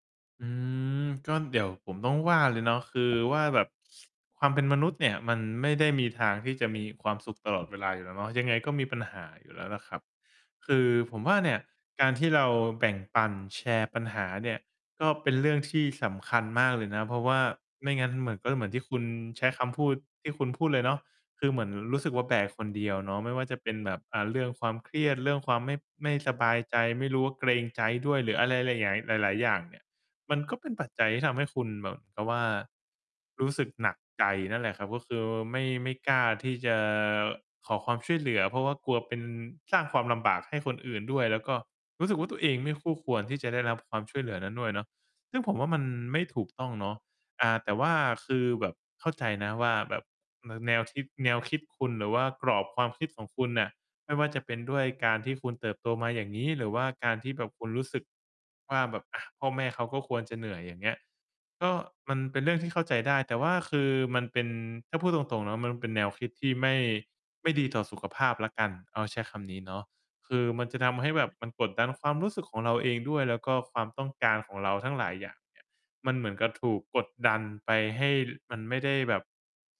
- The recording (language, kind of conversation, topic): Thai, advice, ทำไมคุณถึงไม่ขอความช่วยเหลือทั้งที่ต้องการ เพราะกลัวว่าจะเป็นภาระ?
- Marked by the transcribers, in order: tapping; static; distorted speech